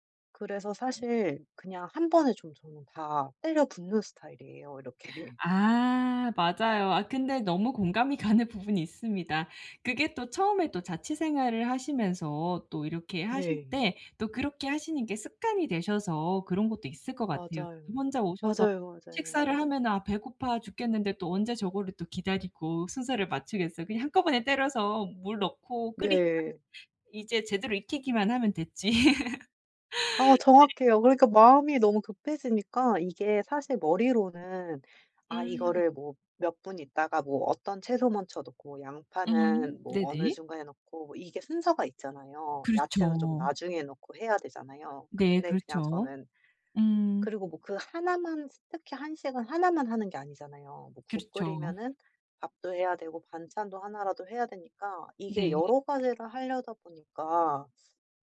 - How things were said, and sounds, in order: other background noise; laugh; laughing while speaking: "가는 부분이"; laugh
- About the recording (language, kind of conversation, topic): Korean, advice, 요리에 자신감을 키우려면 어떤 작은 습관부터 시작하면 좋을까요?